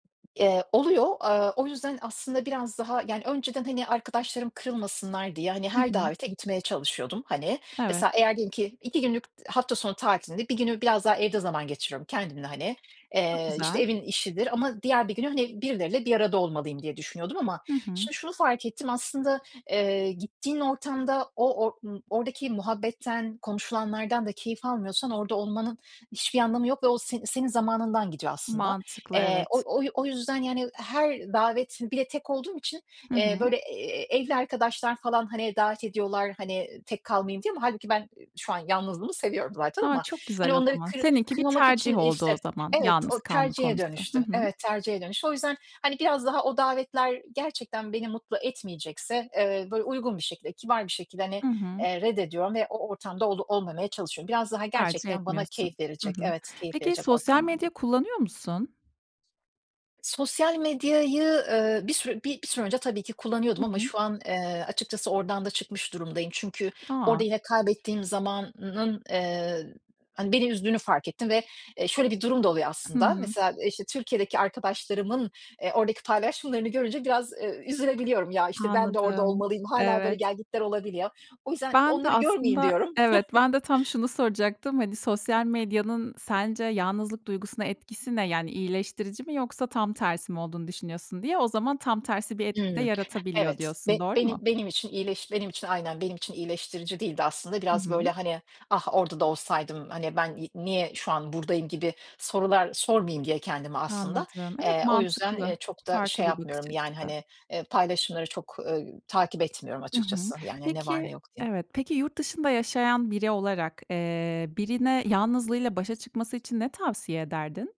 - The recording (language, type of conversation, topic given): Turkish, podcast, Yalnızlıkla başa çıkmak için ne önerirsin?
- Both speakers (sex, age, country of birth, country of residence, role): female, 30-34, Turkey, Germany, host; female, 45-49, Turkey, Ireland, guest
- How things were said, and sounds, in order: other background noise; tapping; chuckle